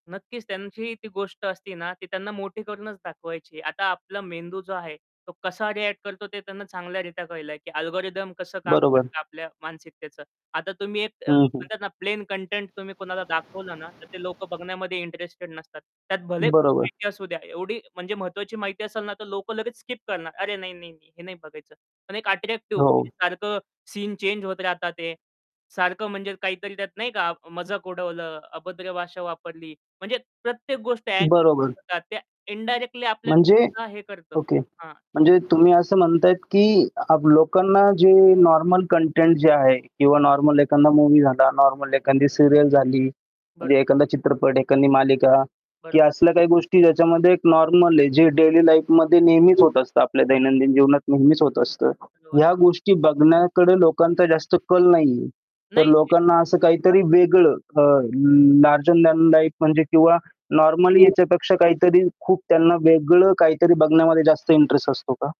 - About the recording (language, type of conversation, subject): Marathi, podcast, वास्तविकता कार्यक्रम लोकांना इतके का आकर्षित करतात?
- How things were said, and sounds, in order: static; in English: "अल्गोरिथम"; distorted speech; other background noise; tapping; unintelligible speech; unintelligible speech; in English: "सीरियल"; in English: "लाईफमध्ये"; unintelligible speech; in English: "लार्जर दॅन लाईफ"; unintelligible speech